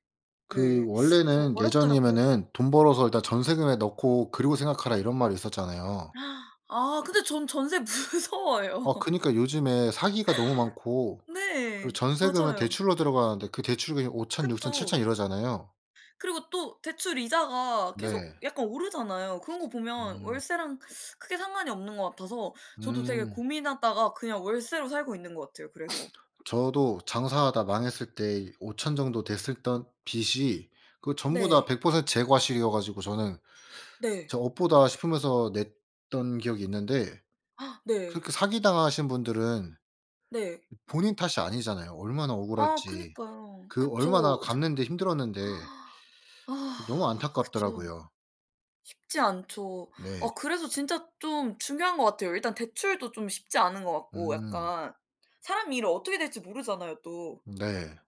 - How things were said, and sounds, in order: gasp; laughing while speaking: "무서워요"; other background noise; sniff; "됐었던" said as "됐을던"; alarm; gasp; tapping; gasp
- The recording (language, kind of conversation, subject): Korean, unstructured, 돈을 가장 쉽게 잘 관리하는 방법은 뭐라고 생각하세요?